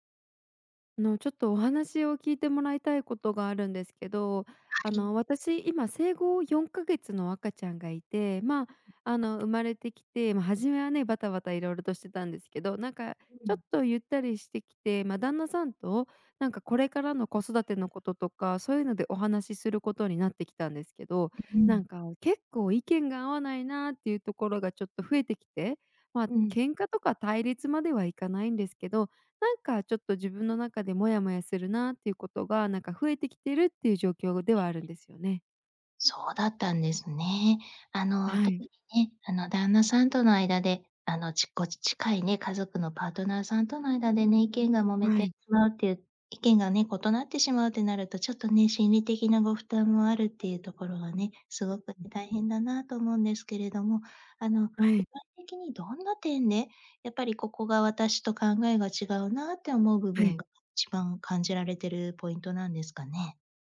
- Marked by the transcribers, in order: none
- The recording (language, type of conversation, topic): Japanese, advice, 配偶者と子育ての方針が合わないとき、どのように話し合えばよいですか？